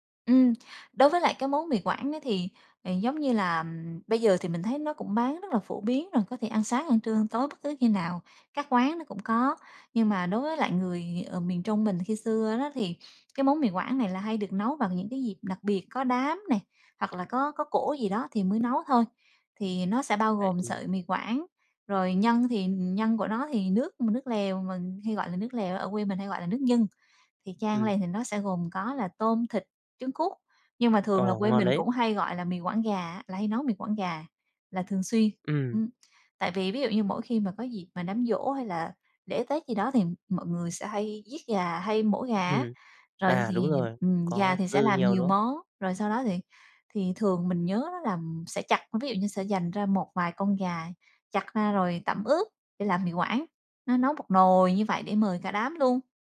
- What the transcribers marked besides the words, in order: unintelligible speech; tapping; other background noise
- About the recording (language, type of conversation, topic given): Vietnamese, podcast, Món ăn gia truyền nào khiến bạn nhớ nhà nhất?